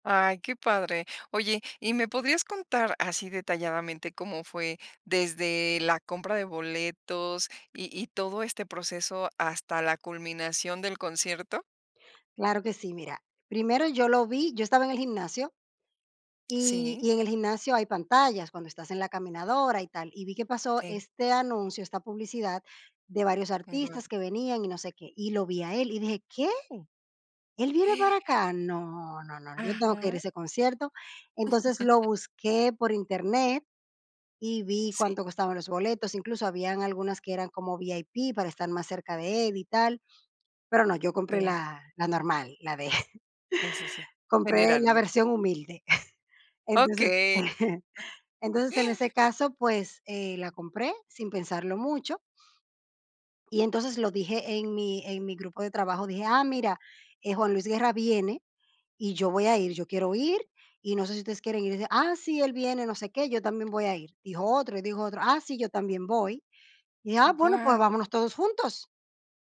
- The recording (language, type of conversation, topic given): Spanish, podcast, ¿Cuál fue tu primer concierto y qué recuerdas de esa noche?
- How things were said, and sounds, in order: tapping; gasp; laugh; chuckle; chuckle; sniff